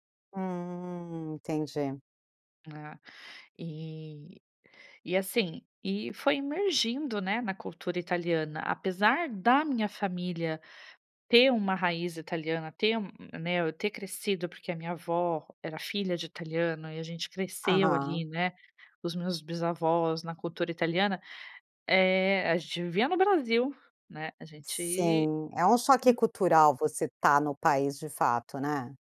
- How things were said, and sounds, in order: none
- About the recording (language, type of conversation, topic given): Portuguese, podcast, Como os filhos de migrantes lidam com o desafio de viver entre duas culturas?